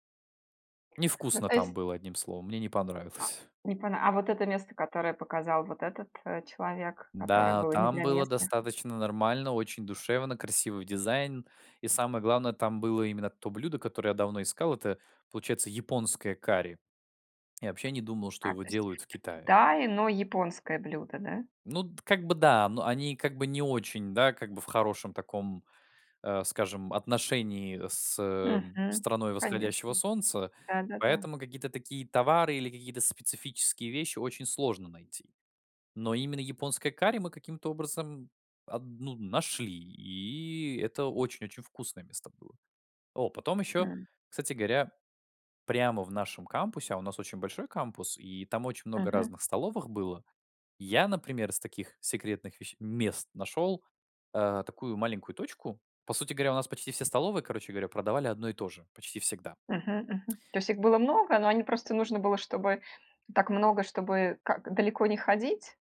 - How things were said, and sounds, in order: lip smack; other background noise; tapping; tsk
- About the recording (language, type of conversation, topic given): Russian, podcast, Расскажи о человеке, который показал тебе скрытое место?